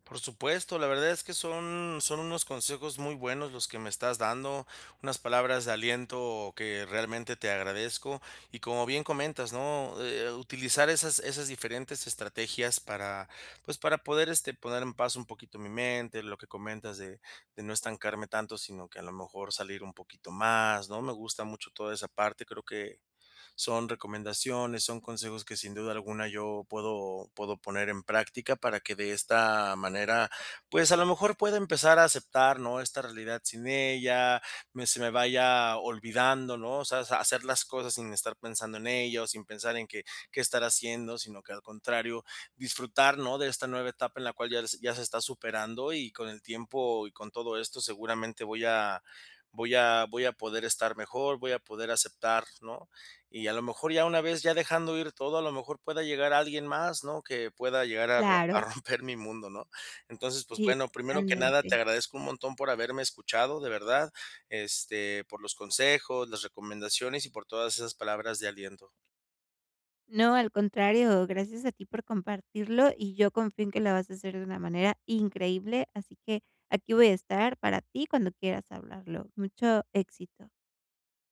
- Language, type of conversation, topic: Spanish, advice, ¿Cómo puedo aceptar mi nueva realidad emocional después de una ruptura?
- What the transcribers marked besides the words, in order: laughing while speaking: "romper"; other background noise; tapping